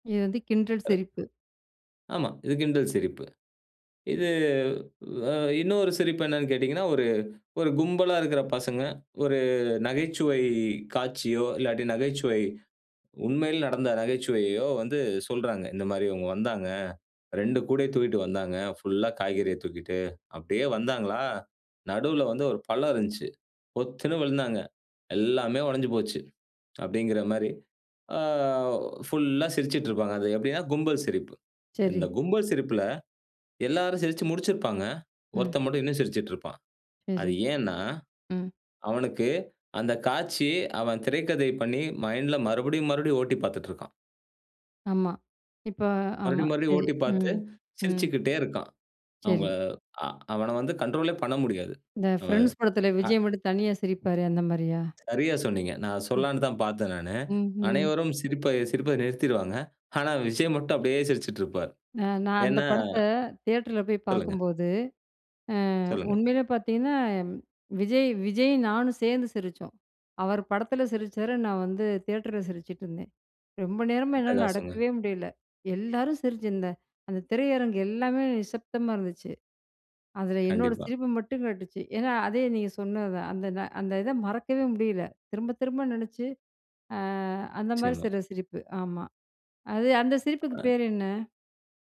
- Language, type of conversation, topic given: Tamil, podcast, சிரிப்பு ஒருவரைப் பற்றி என்ன சொல்லும்?
- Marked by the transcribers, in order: in English: "கண்ட்ரோலே"; other background noise; other noise